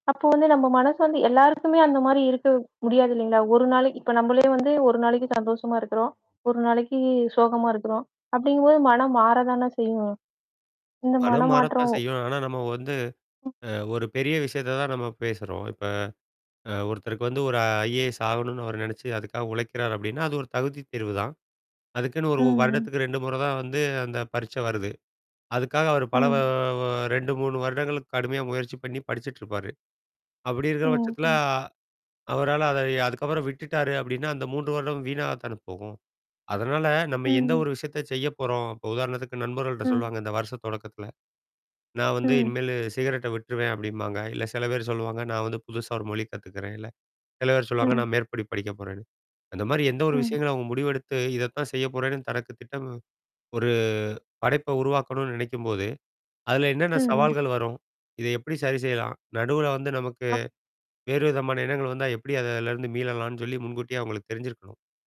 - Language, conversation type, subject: Tamil, podcast, உற்சாகம் குறைந்திருக்கும் போது நீங்கள் உங்கள் படைப்பை எப்படித் தொடங்குவீர்கள்?
- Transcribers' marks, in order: other noise; static; drawn out: "பல"; tapping